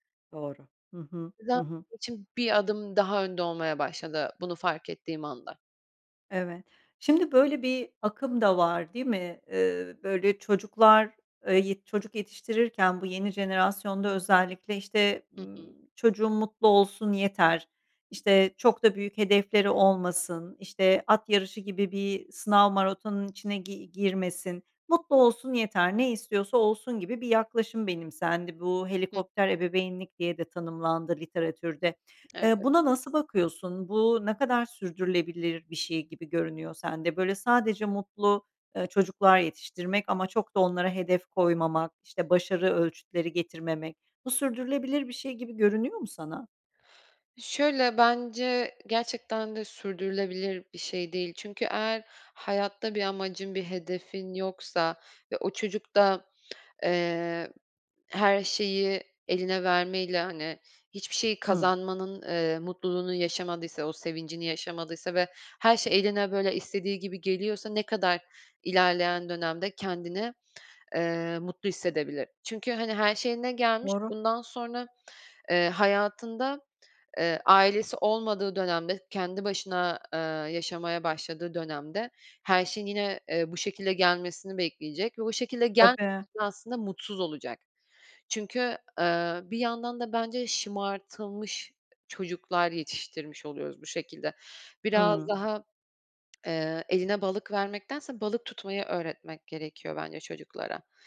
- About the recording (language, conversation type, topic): Turkish, podcast, Senin için mutlu olmak mı yoksa başarılı olmak mı daha önemli?
- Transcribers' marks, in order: unintelligible speech; tapping; other background noise; unintelligible speech; tsk